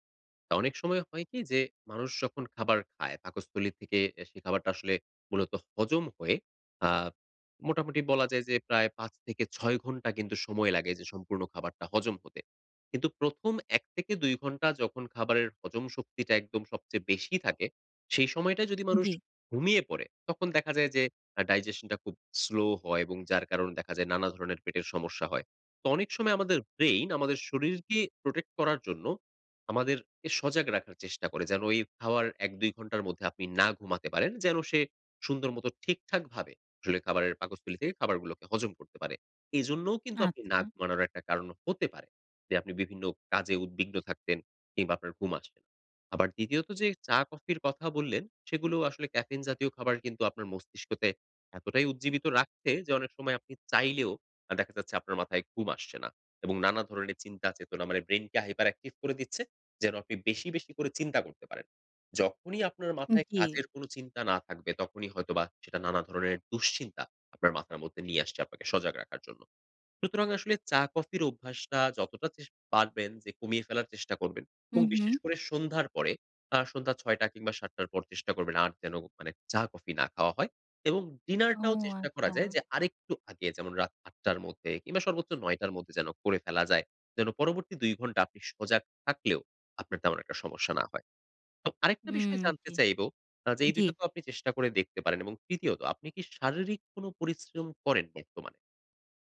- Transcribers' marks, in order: in English: "digestion"; in English: "slow"; in English: "protect"; in English: "hyper active"; drawn out: "ও আচ্ছা"
- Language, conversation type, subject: Bengali, advice, আমি কীভাবে একটি স্থির রাতের রুটিন গড়ে তুলে নিয়মিত ঘুমাতে পারি?